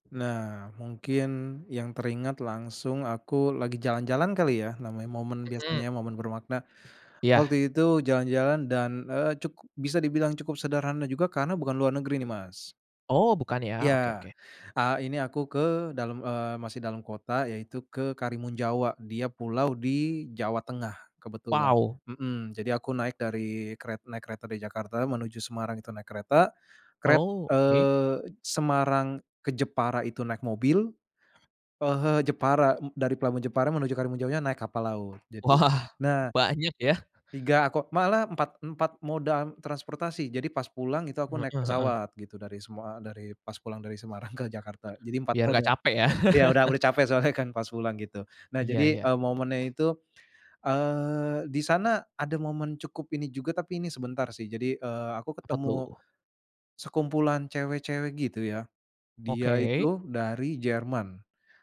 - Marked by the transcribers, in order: other background noise; laughing while speaking: "Wah"; chuckle
- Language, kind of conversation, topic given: Indonesian, podcast, Momen sederhana apa yang pernah kamu alami saat bepergian dan terasa sangat bermakna?